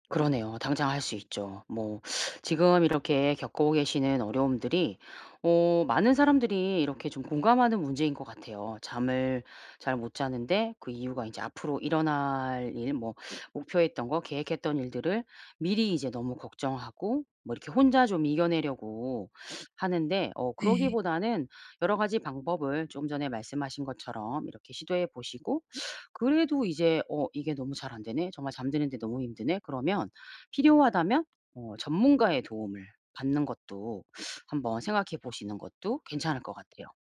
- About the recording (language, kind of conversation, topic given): Korean, advice, 지나친 걱정 때문에 잠들기 어려울 때 어떻게 해야 하나요?
- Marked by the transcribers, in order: tapping; other background noise